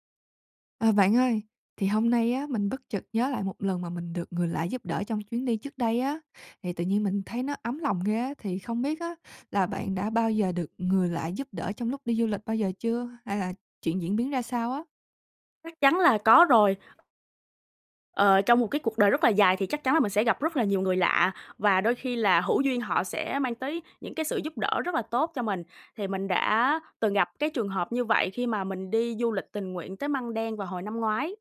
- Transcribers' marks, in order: none
- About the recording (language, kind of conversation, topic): Vietnamese, podcast, Bạn từng được người lạ giúp đỡ như thế nào trong một chuyến đi?
- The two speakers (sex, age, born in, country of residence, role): female, 20-24, Vietnam, Finland, host; female, 25-29, Vietnam, Vietnam, guest